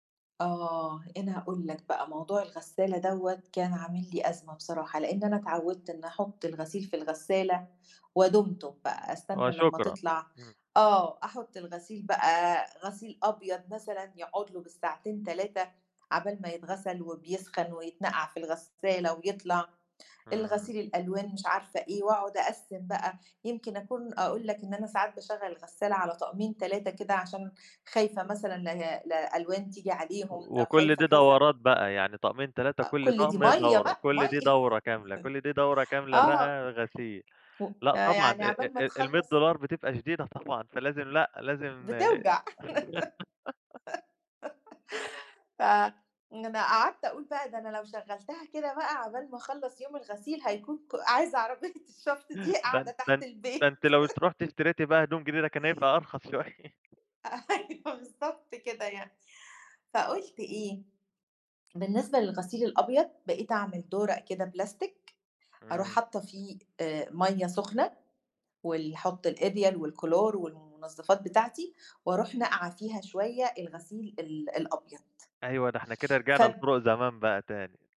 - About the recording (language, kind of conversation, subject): Arabic, podcast, إيه أبسط حاجات بتعملها عشان توفّر الميّه في البيت من غير تعقيد؟
- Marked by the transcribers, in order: laugh; other background noise; laugh; laughing while speaking: "عايزة عربية الشفط دي قاعدة تحت البيت"; laughing while speaking: "شوية"; tapping; laughing while speaking: "أيوه"